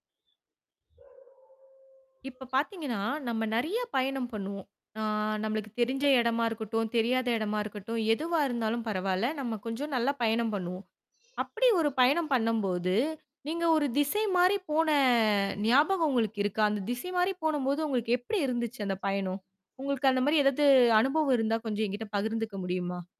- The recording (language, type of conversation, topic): Tamil, podcast, ஒரு பயணத்தில் திசை தெரியாமல் போன அனுபவத்தைச் சொல்ல முடியுமா?
- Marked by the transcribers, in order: dog barking; other background noise; mechanical hum; static; tapping; drawn out: "போன"